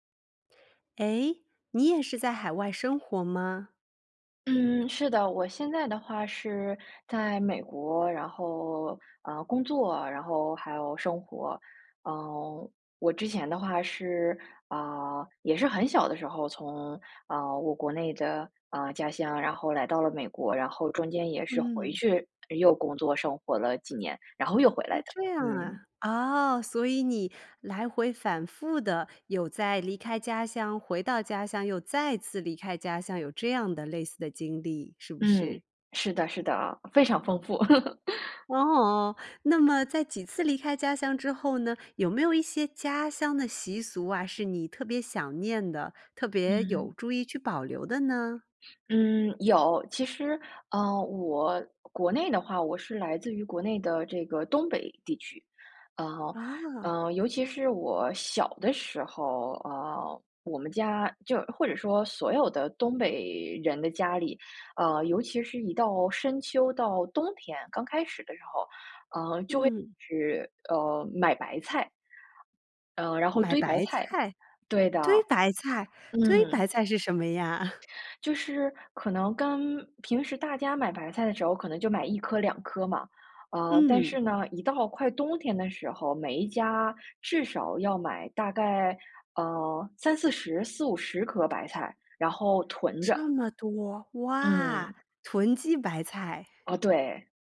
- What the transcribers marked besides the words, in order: laugh; chuckle
- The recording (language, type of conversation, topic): Chinese, podcast, 离开家乡后，你是如何保留或调整原本的习俗的？